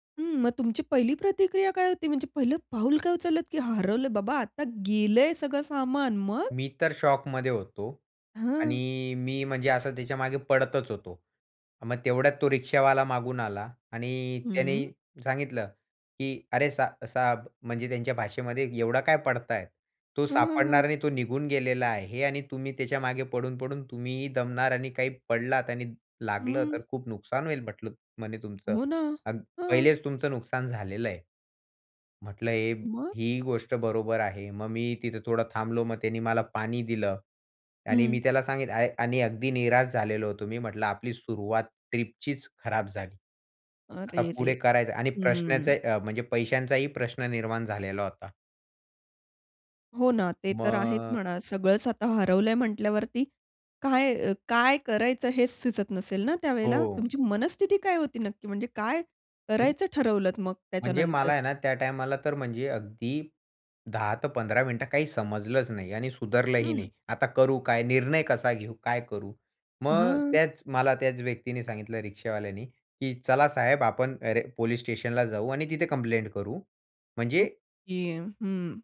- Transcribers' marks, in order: anticipating: "म्हणजे पहिलं पाऊल काय उचलतं … सगळं सामान. मग?"; tapping
- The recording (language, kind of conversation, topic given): Marathi, podcast, प्रवासात तुमचं सामान कधी हरवलं आहे का, आणि मग तुम्ही काय केलं?